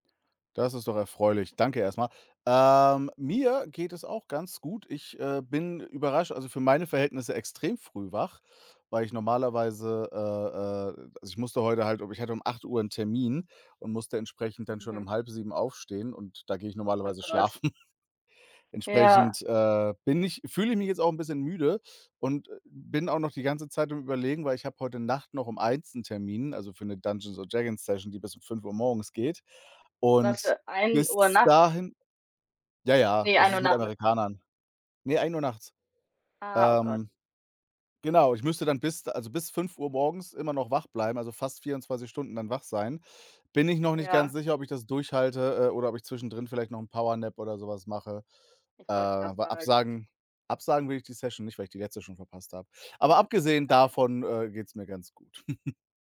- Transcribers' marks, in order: chuckle; chuckle
- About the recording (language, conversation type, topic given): German, unstructured, Was verbindet dich persönlich mit der Natur?